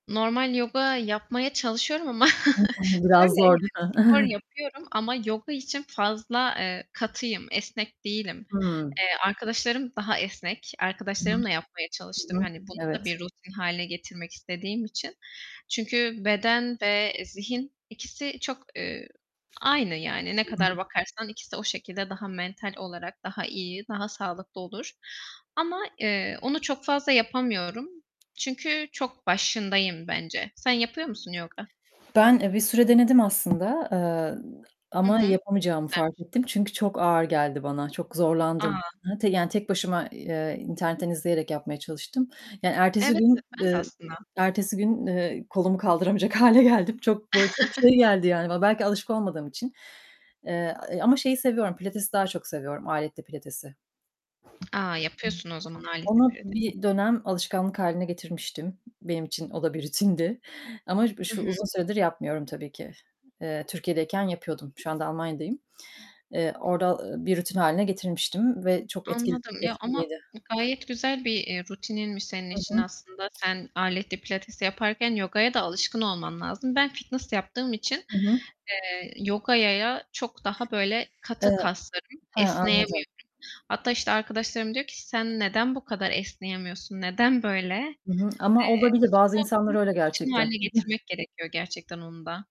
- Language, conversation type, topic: Turkish, unstructured, Günlük rutininin en sevdiğin kısmı nedir?
- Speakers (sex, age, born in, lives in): female, 25-29, Turkey, Poland; female, 40-44, Turkey, Germany
- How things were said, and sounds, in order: tapping; chuckle; unintelligible speech; distorted speech; other background noise; giggle; laughing while speaking: "hâle geldim"; chuckle; laughing while speaking: "rutindi"; "yogaya" said as "yogayaya"; static